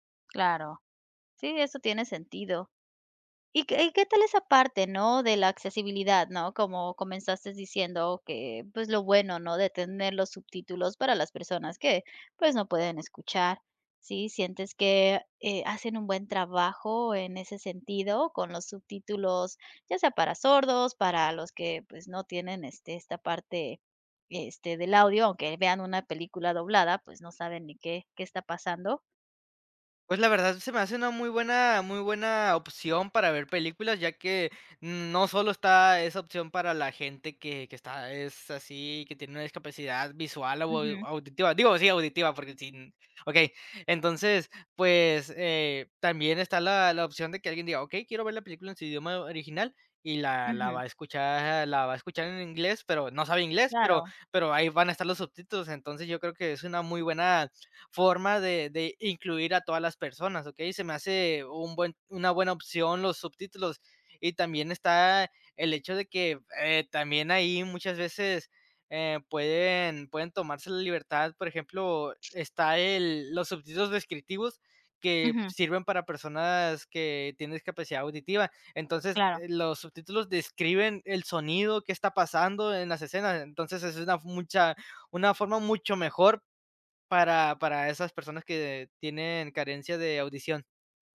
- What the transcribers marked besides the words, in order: tapping; other background noise
- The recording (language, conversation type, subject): Spanish, podcast, ¿Cómo afectan los subtítulos y el doblaje a una serie?